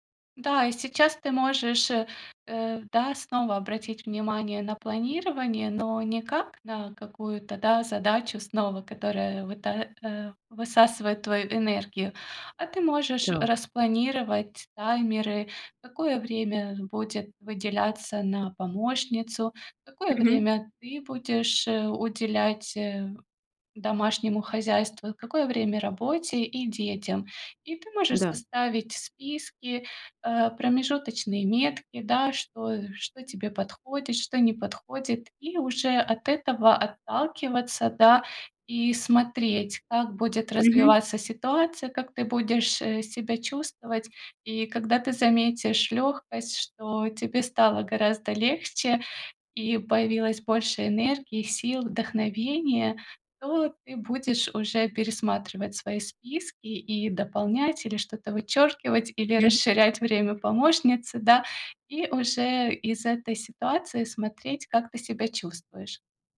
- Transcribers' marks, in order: tapping; other background noise
- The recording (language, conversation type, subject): Russian, advice, Как перестать терять время на множество мелких дел и успевать больше?